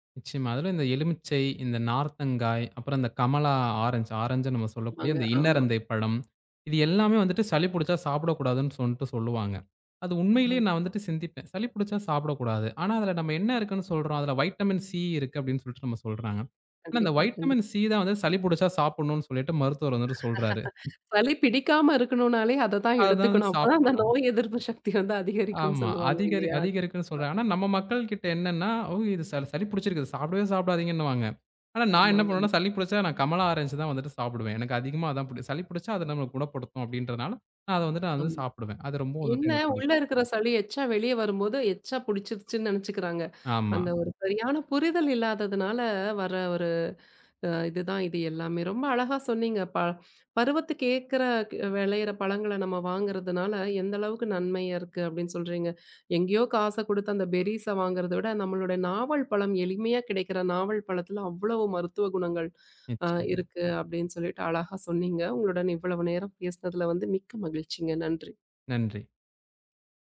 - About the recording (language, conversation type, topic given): Tamil, podcast, பருவத்துக்கேற்ப பழங்களை வாங்கி சாப்பிட்டால் என்னென்ன நன்மைகள் கிடைக்கும்?
- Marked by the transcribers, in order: tapping; in English: "வைட்டமின் சி"; horn; in English: "வைட்டமின் சி"; other background noise; laughing while speaking: "சளி பிடிக்காம இருக்கணும்னாலே அதைத் தான் … அதிகரிக்கும்னு சொல்லுவாங்க இல்லையா?"; other noise; in English: "பெர்ரீஸ்"